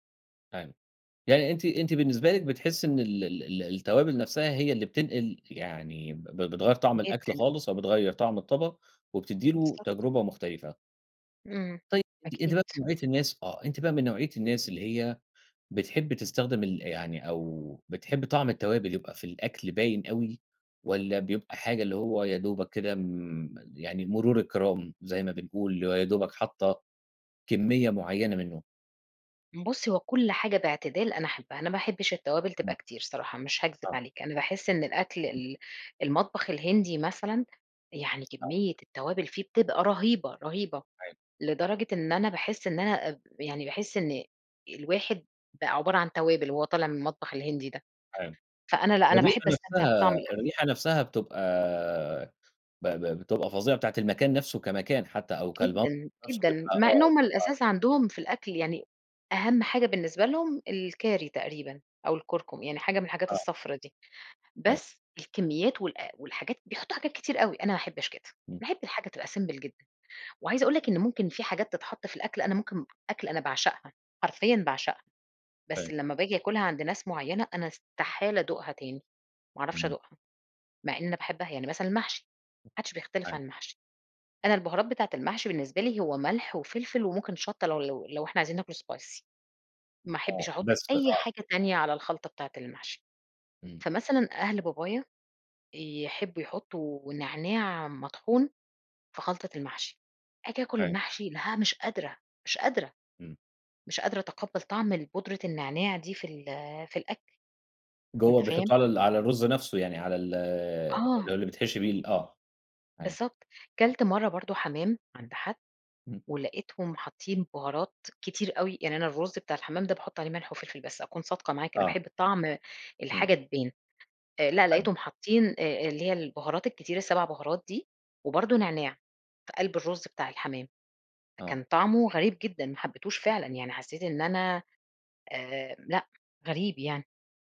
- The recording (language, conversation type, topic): Arabic, podcast, إيه أكتر توابل بتغيّر طعم أي أكلة وبتخلّيها أحلى؟
- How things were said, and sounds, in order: tapping; in English: "simple"; other background noise; in English: "Spicy"